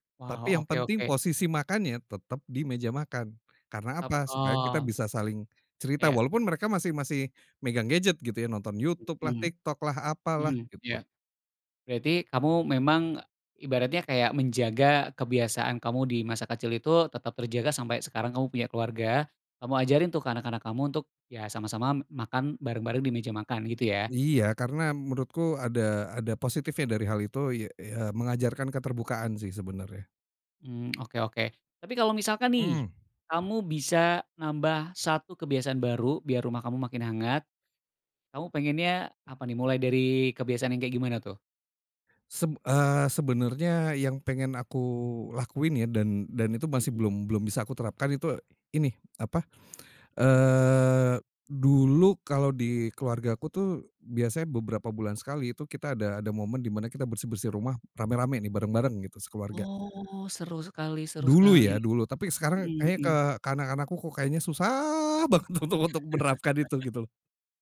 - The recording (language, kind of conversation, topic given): Indonesian, podcast, Apa kebiasaan kecil yang membuat rumah terasa hangat?
- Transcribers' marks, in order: throat clearing; put-on voice: "susah"; laughing while speaking: "untuk untuk menerapkan itu"; chuckle